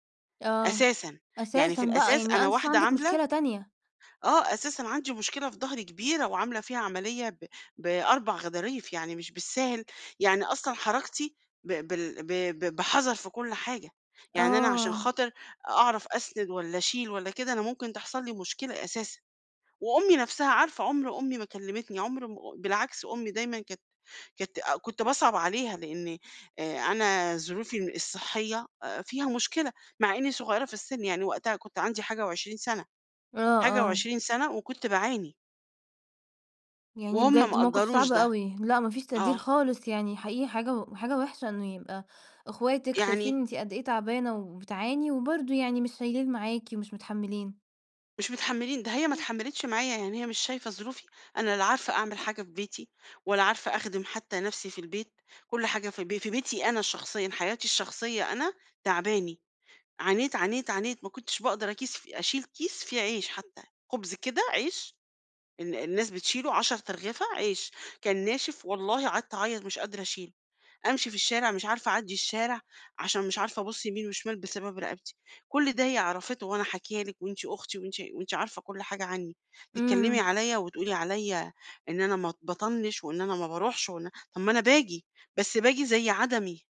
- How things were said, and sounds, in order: unintelligible speech
- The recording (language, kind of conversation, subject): Arabic, advice, إزاي أوازن بين رعاية حد من أهلي وحياتي الشخصية؟